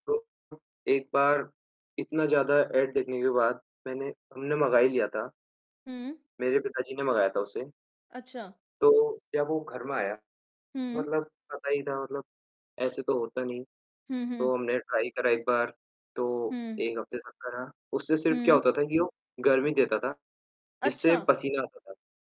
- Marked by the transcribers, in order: static; other noise; in English: "ऐड"; in English: "ट्राई"
- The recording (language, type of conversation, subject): Hindi, unstructured, क्या विज्ञापनों में झूठ बोलना आम बात है?